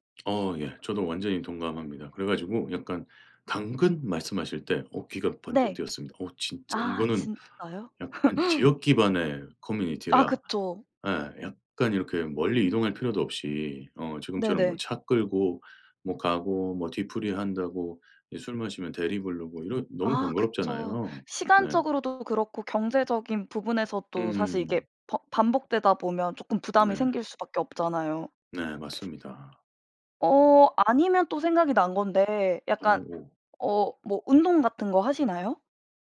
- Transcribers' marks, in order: stressed: "당근"; laugh; other background noise; tapping; teeth sucking
- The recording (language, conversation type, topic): Korean, advice, 새로운 도시로 이사한 뒤 친구를 사귀기 어려운데, 어떻게 하면 좋을까요?